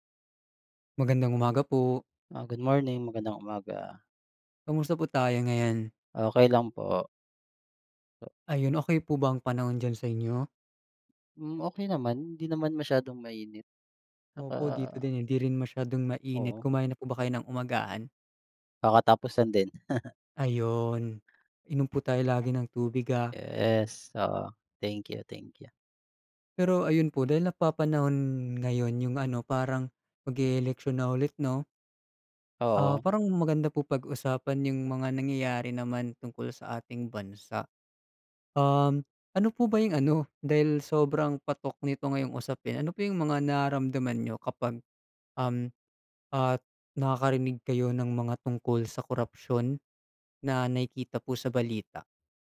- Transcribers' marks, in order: chuckle; other background noise
- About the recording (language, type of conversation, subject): Filipino, unstructured, Paano mo nararamdaman ang mga nabubunyag na kaso ng katiwalian sa balita?